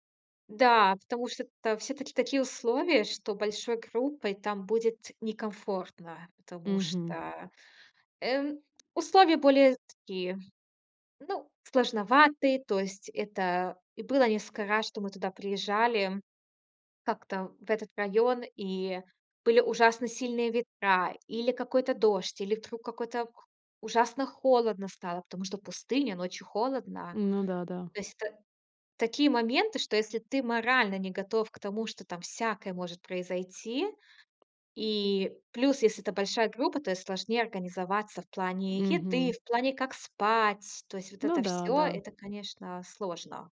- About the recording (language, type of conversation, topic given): Russian, podcast, Какое твоё любимое место на природе и почему?
- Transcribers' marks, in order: other background noise; tapping